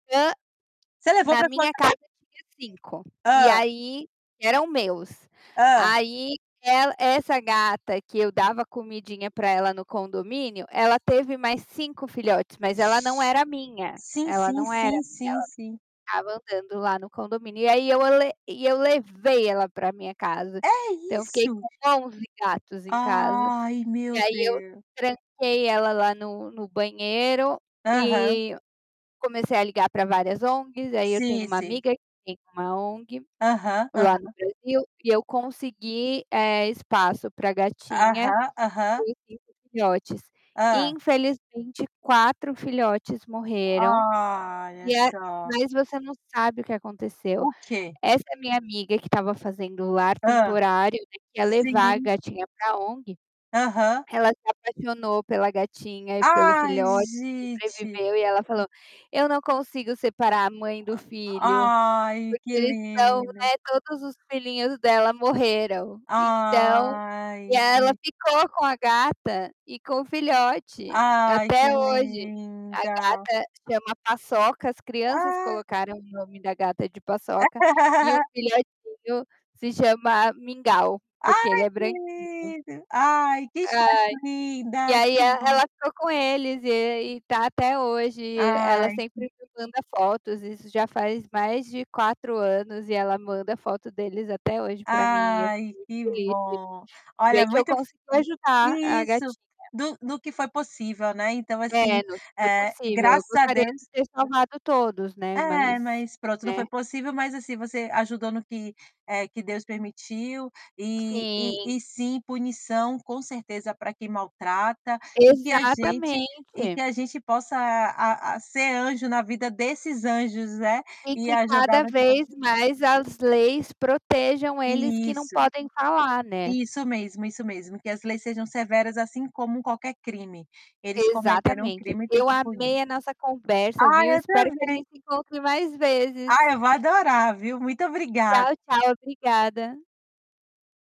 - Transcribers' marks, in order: tapping; other background noise; distorted speech; drawn out: "Ai"; drawn out: "Ah"; other noise; drawn out: "Ai"; drawn out: "Ai"; drawn out: "linda"; laugh; drawn out: "Exatamente"
- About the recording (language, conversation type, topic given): Portuguese, unstructured, Você concorda com a punição para quem maltrata animais?
- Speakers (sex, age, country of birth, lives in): female, 35-39, Brazil, Portugal; female, 35-39, Brazil, Portugal